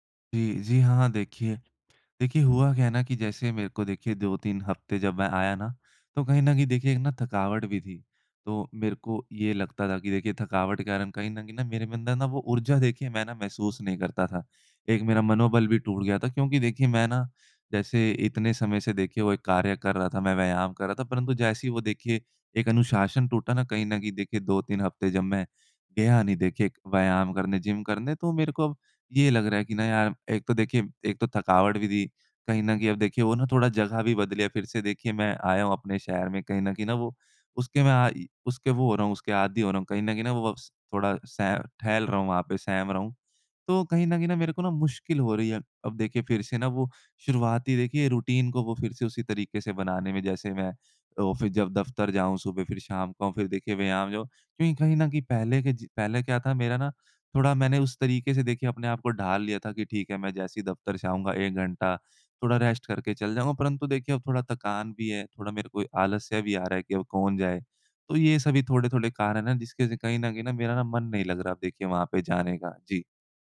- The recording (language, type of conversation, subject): Hindi, advice, यात्रा के बाद व्यायाम की दिनचर्या दोबारा कैसे शुरू करूँ?
- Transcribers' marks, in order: in English: "रूटीन"; in English: "ऑफ़िस"; in English: "रेस्ट"